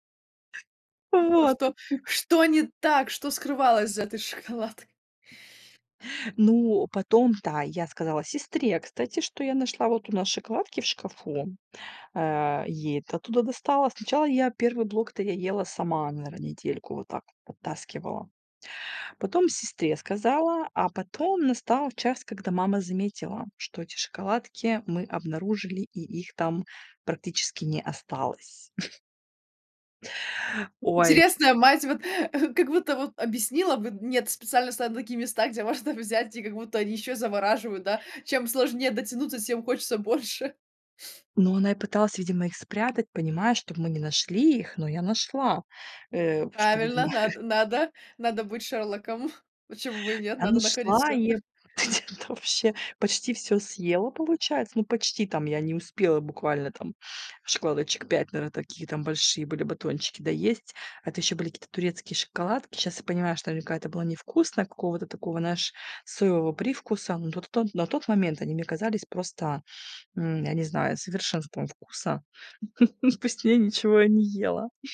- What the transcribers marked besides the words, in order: other background noise; tapping; chuckle; laughing while speaking: "больше"; chuckle; laughing while speaking: "где-то вообще"; chuckle; laugh
- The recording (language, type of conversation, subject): Russian, podcast, Какие приключения из детства вам запомнились больше всего?